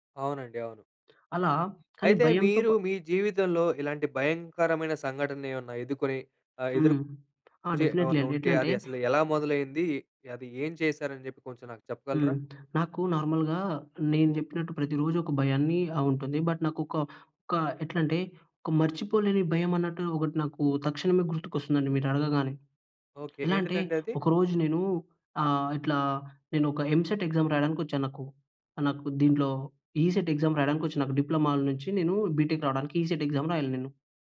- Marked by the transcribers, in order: other background noise; in English: "డెఫినిట్లీ"; tapping; in English: "నార్మల్‍గా"; in English: "బట్"; in English: "ఎంసెట్ ఎగ్జామ్"; in English: "ఈసెట్ ఎగ్జామ్"; in English: "బీటెక్"; in English: "ఈసెట్ ఎగ్జామ్"
- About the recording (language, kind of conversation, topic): Telugu, podcast, భయాన్ని అధిగమించి ముందుకు ఎలా వెళ్లావు?